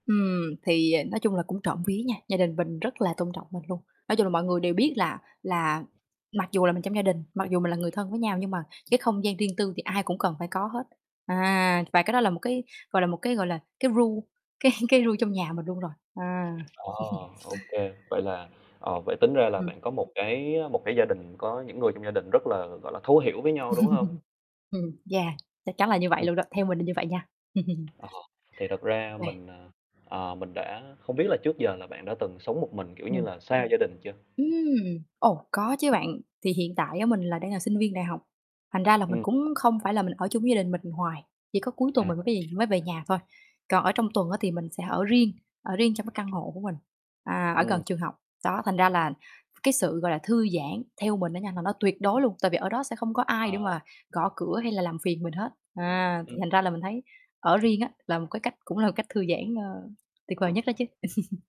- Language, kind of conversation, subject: Vietnamese, podcast, Bạn thường làm gì để tạo một không gian thư giãn ngay tại nhà?
- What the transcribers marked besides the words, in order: tapping; other background noise; in English: "rule"; laughing while speaking: "cái"; in English: "rule"; static; chuckle; chuckle; chuckle; distorted speech; chuckle